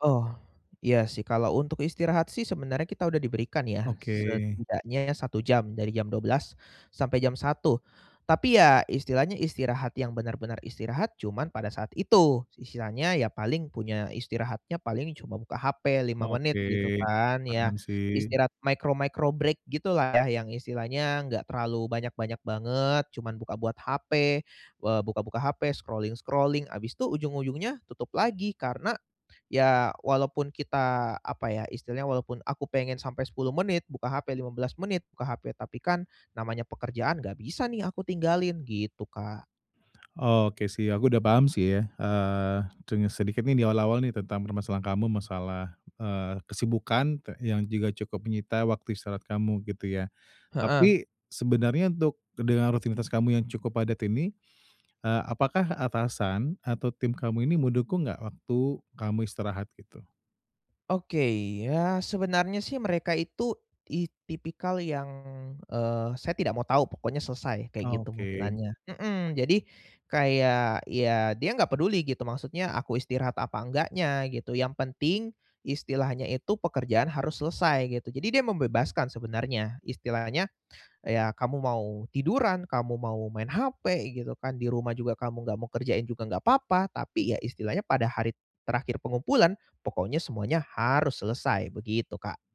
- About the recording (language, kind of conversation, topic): Indonesian, advice, Bagaimana cara menyeimbangkan waktu istirahat saat pekerjaan sangat sibuk?
- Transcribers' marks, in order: in English: "micro-micro break"; in English: "scrolling-scrolling"